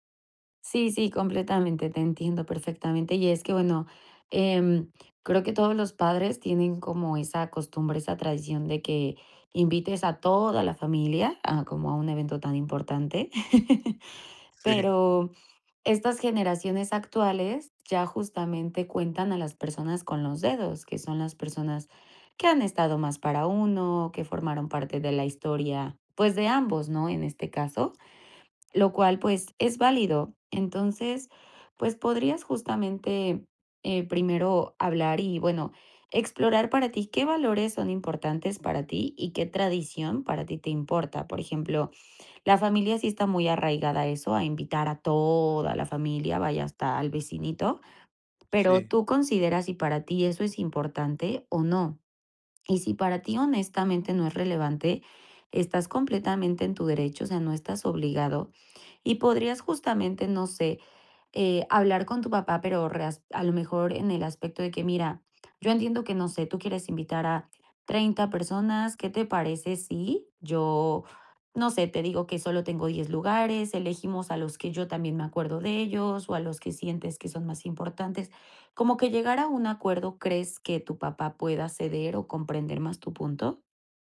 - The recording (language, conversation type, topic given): Spanish, advice, ¿Cómo te sientes respecto a la obligación de seguir tradiciones familiares o culturales?
- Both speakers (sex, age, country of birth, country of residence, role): female, 30-34, Mexico, Mexico, advisor; male, 30-34, Mexico, Mexico, user
- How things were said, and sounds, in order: laugh; laughing while speaking: "Sí"; other background noise